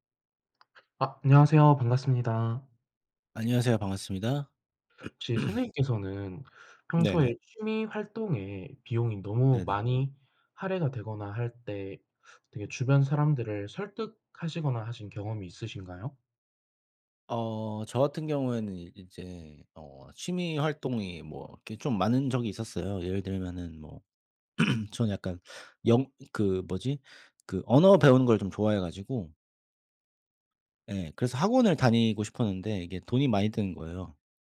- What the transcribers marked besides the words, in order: tapping; throat clearing; throat clearing
- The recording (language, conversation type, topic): Korean, unstructured, 취미 활동에 드는 비용이 너무 많을 때 상대방을 어떻게 설득하면 좋을까요?